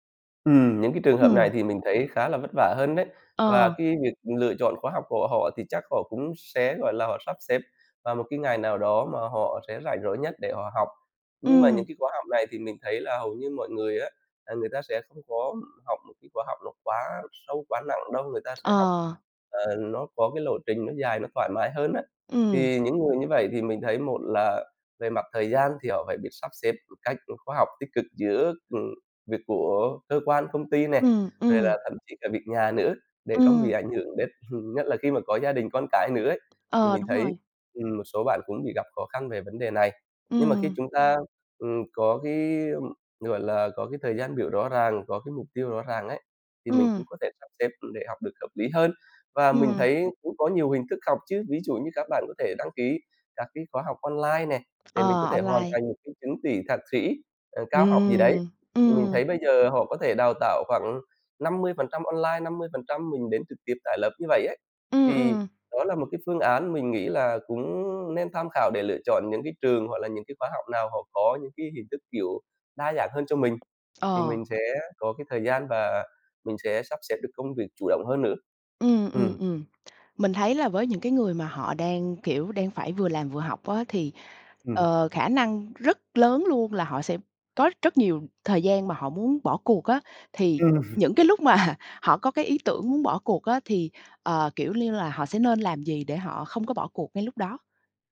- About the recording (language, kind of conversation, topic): Vietnamese, podcast, Bạn làm thế nào để giữ động lực học tập lâu dài?
- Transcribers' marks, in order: tapping; laugh; background speech; laughing while speaking: "Ừm"; laughing while speaking: "mà"